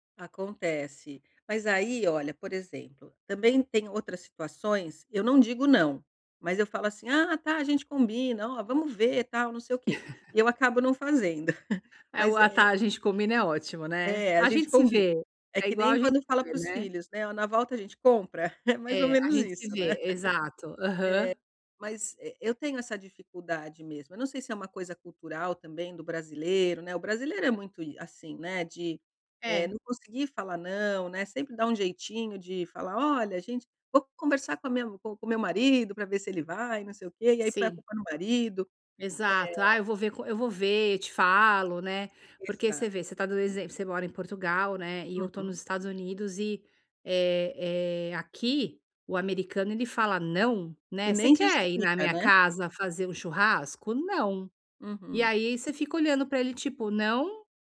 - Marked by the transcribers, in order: laugh; laugh; laugh
- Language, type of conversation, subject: Portuguese, advice, Como posso definir limites claros sobre a minha disponibilidade?